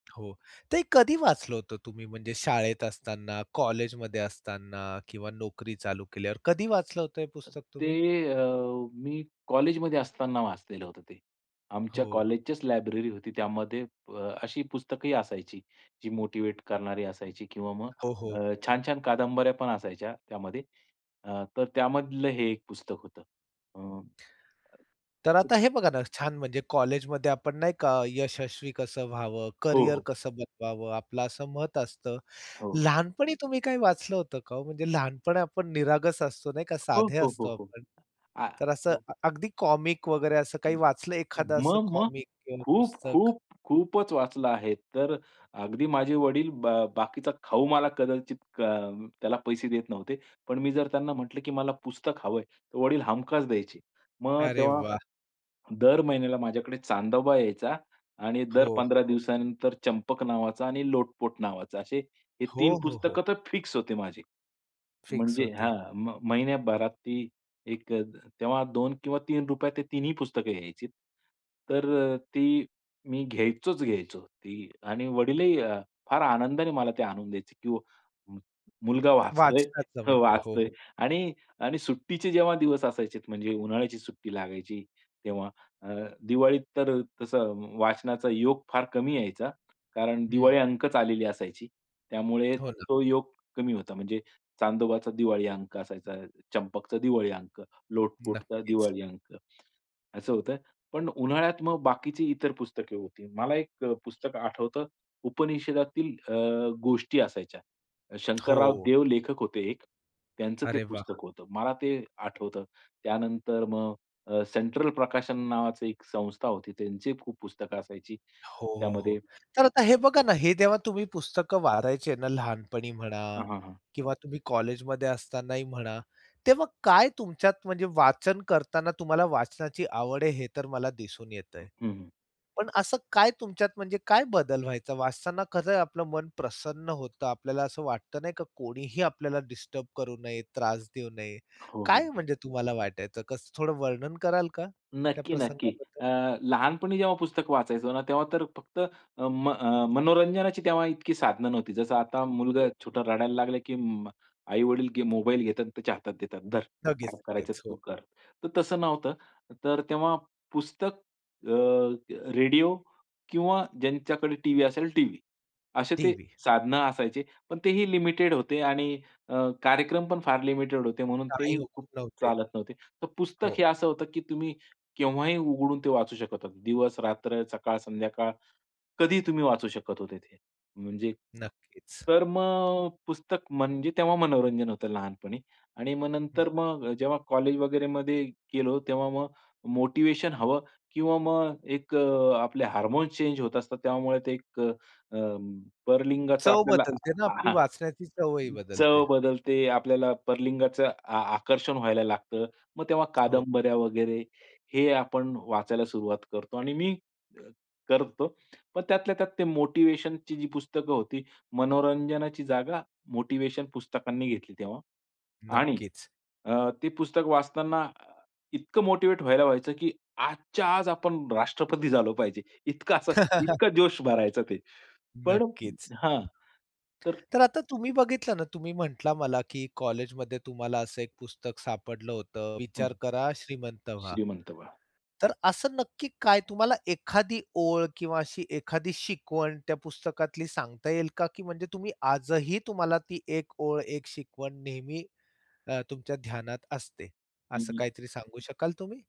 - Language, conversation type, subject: Marathi, podcast, कोणती पुस्तकं किंवा गाणी आयुष्यभर आठवतात?
- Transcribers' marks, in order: in English: "लायब्ररी"; other background noise; tapping; unintelligible speech; unintelligible speech; "वाचायचे" said as "वादायचे"; in English: "चेंज"; other noise; laugh